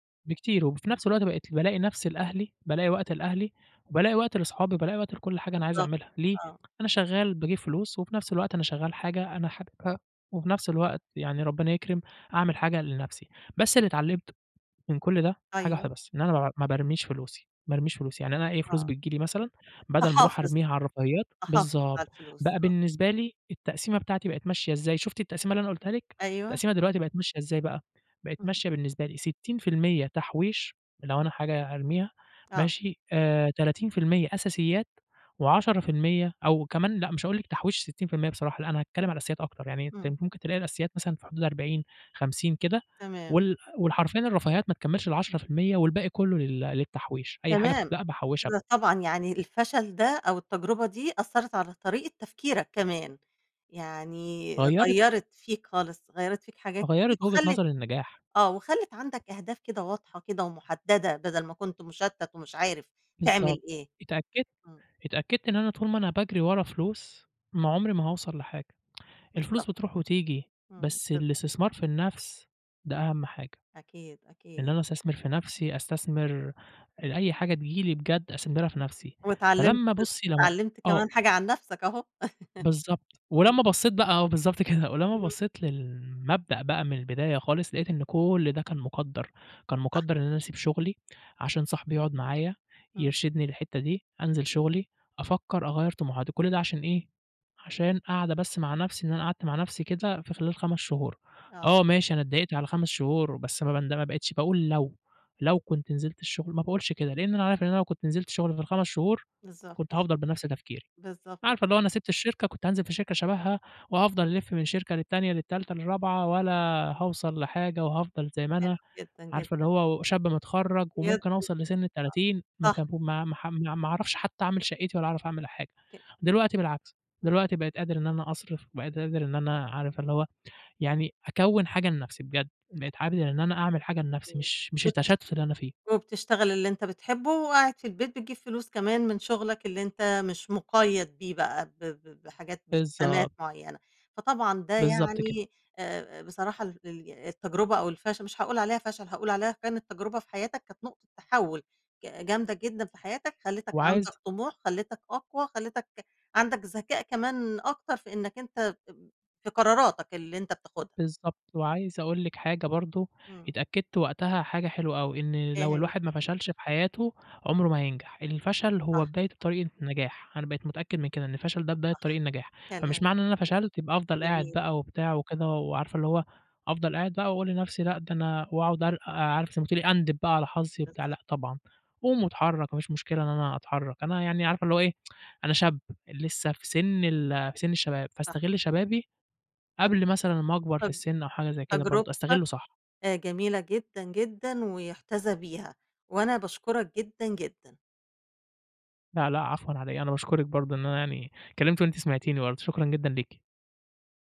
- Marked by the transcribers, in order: other noise; horn; tapping; tsk; chuckle; other background noise; tsk
- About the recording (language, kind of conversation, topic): Arabic, podcast, كيف أثّرت تجربة الفشل على طموحك؟
- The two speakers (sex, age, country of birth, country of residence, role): female, 65-69, Egypt, Egypt, host; male, 20-24, Egypt, Egypt, guest